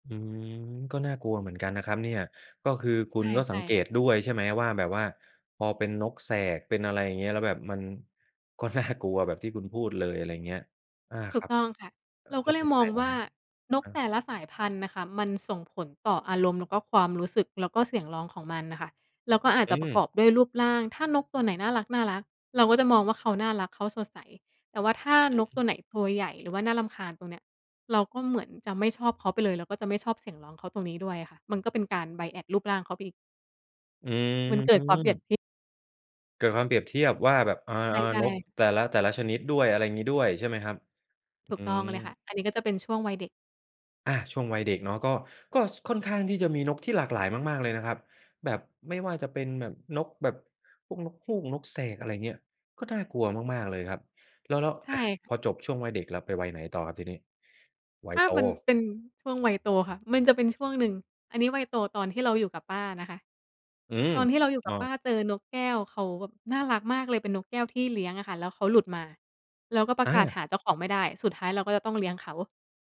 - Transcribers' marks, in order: laughing while speaking: "น่า"; in English: "Bias"; other background noise
- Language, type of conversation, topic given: Thai, podcast, เสียงนกหรือเสียงลมส่งผลต่ออารมณ์ของคุณอย่างไร?